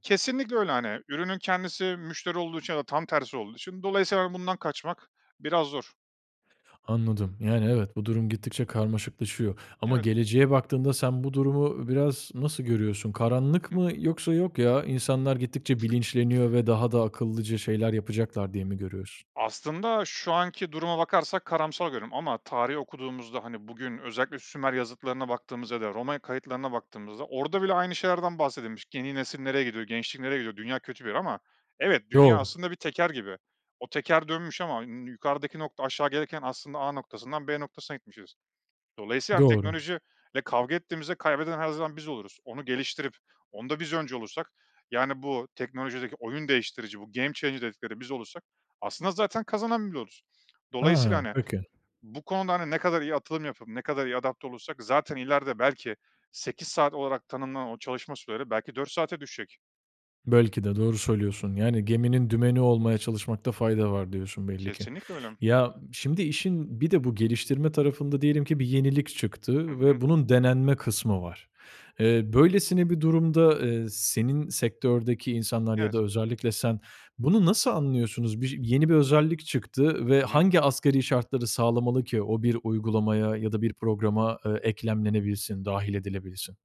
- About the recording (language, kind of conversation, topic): Turkish, podcast, Yeni bir teknolojiyi denemeye karar verirken nelere dikkat ediyorsun?
- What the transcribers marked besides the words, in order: other background noise; in English: "game changer"; tapping